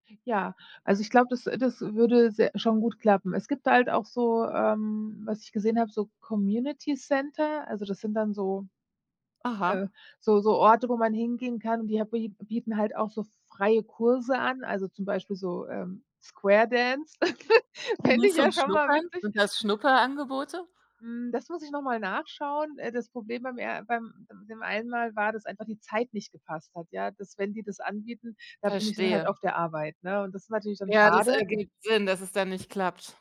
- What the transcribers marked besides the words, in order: in English: "Community Center"; chuckle; joyful: "Fände ich ja schon mal witzig"; tapping
- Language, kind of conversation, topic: German, advice, Wie kann ich neben Arbeit und Familie soziale Kontakte pflegen?